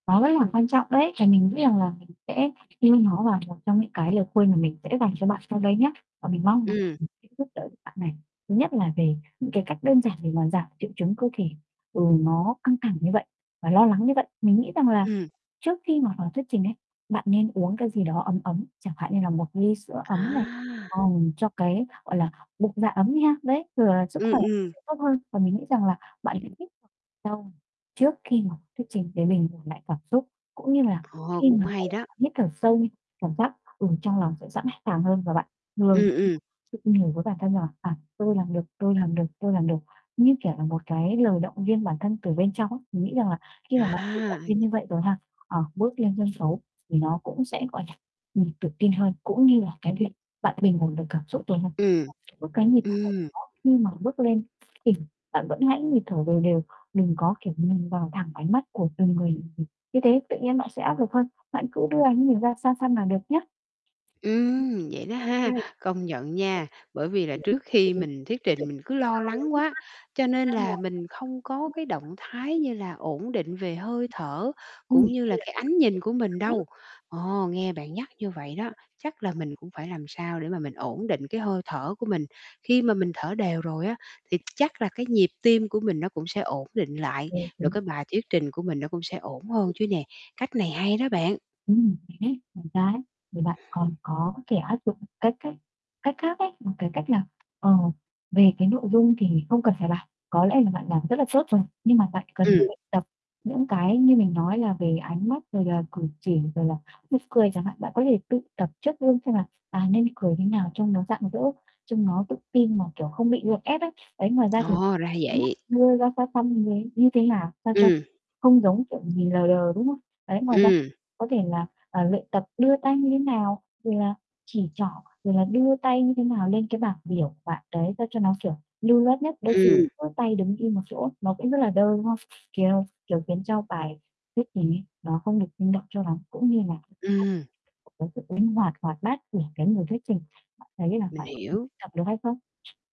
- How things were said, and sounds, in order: other background noise; distorted speech; mechanical hum; tapping; unintelligible speech; static; other noise; unintelligible speech; unintelligible speech; "kiểu" said as "siểu"; unintelligible speech
- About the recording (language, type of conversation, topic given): Vietnamese, advice, Bạn lo lắng dữ dội trước một bài thuyết trình hoặc cuộc họp quan trọng như thế nào?